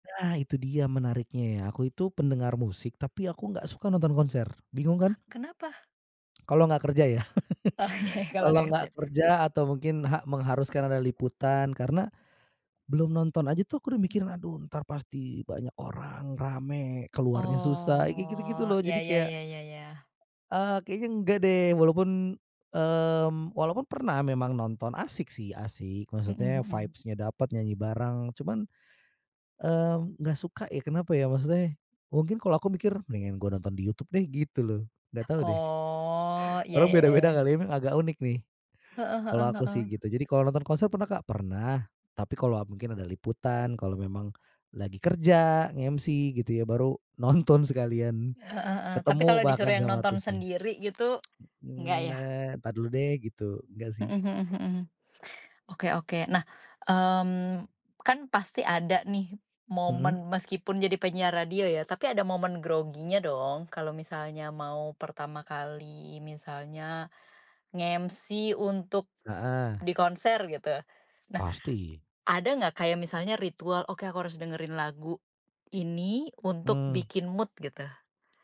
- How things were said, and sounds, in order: chuckle; laughing while speaking: "Oh ya ya"; drawn out: "Oh"; in English: "vibes-nya"; other background noise; in English: "mood"
- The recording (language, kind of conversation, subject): Indonesian, podcast, Bagaimana musik memengaruhi suasana hatimu dalam keseharian?